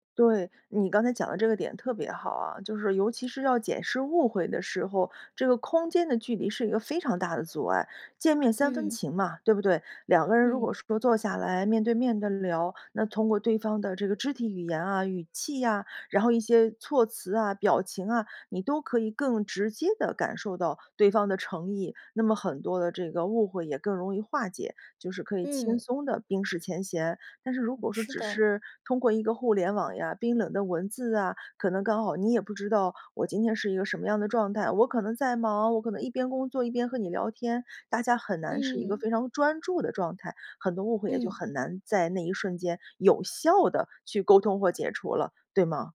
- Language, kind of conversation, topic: Chinese, podcast, 你会怎么修复沟通中的误解？
- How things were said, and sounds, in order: other background noise; stressed: "有效"